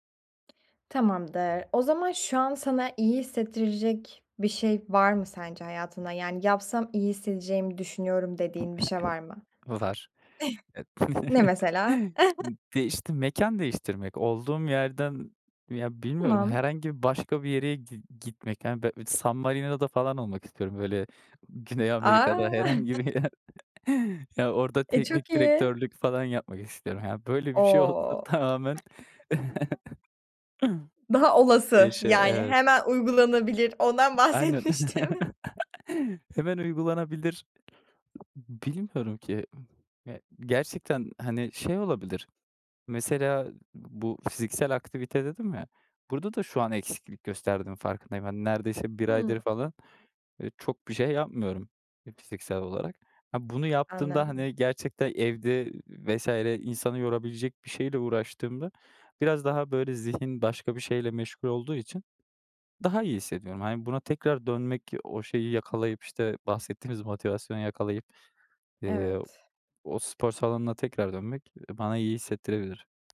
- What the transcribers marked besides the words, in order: tapping; other background noise; chuckle; chuckle; chuckle; laughing while speaking: "herhangi bir yer"; chuckle; chuckle; laughing while speaking: "olsa tamamen"; chuckle; other noise; laughing while speaking: "bahsetmiştim"; chuckle
- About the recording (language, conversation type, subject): Turkish, advice, Motivasyonum düştüğünde yeniden canlanmak için hangi adımları atabilirim?